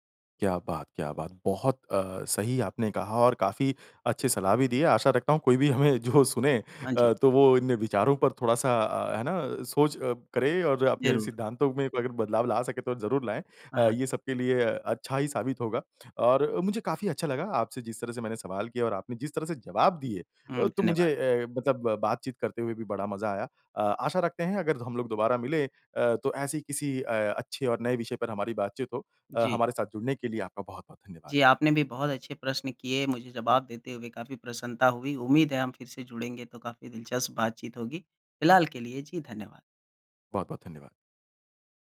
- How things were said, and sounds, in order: laughing while speaking: "हमें जो सुने"
- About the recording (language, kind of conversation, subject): Hindi, podcast, बच्चों को प्रकृति से जोड़े रखने के प्रभावी तरीके